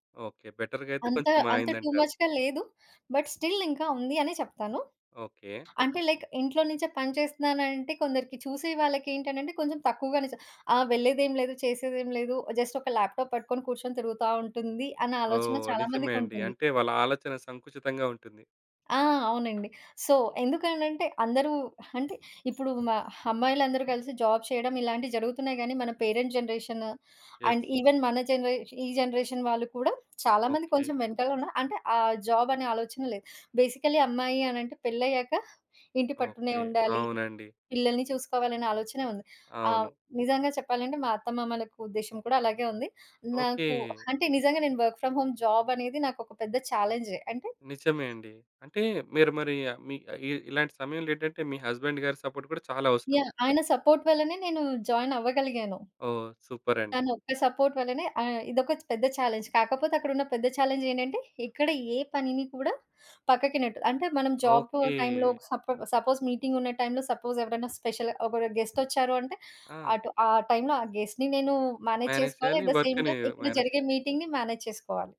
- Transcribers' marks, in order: in English: "బెటర్‌గా"; in English: "టూ మచ్‌గా"; "మారిందంటారు" said as "మాయిందంటారు"; in English: "బట్ స్టిల్"; other background noise; in English: "లైక్"; in English: "జస్ట్"; in English: "ల్యాప్‌టాప్"; in English: "సో"; "అంటే" said as "హంటే"; "అమ్మాయిలందరూ" said as "హమ్మాయిలందరూ"; in English: "జాబ్"; in English: "పేరెంట్"; in English: "అండ్ ఈవెన్"; in English: "యెస్"; in English: "జనరేషన్"; in English: "జాబ్"; in English: "బేసికల్లీ"; in English: "వర్క్ ఫ్రమ్ హోమ్"; tapping; in English: "హస్బండ్"; in English: "సపోర్ట్"; in English: "సపోర్ట్"; in English: "జాయిన్"; in English: "సపోర్ట్"; in English: "చాలెంజ్"; in English: "చాలెంజ్"; in English: "సపొ సపోజ్ మీటింగ్"; in English: "సపోజ్"; in English: "గెస్ట్‌ని"; in English: "మేనేజ్"; in English: "ఎట్ ది సేమ్ టైమ్"; in English: "మేనేజ్"; in English: "వర్క్‌ని మేనేజ్"; in English: "మీటింగ్‌ని మేనేజ్"
- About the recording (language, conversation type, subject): Telugu, podcast, ఇంటినుంచి పని చేసే అనుభవం మీకు ఎలా ఉంది?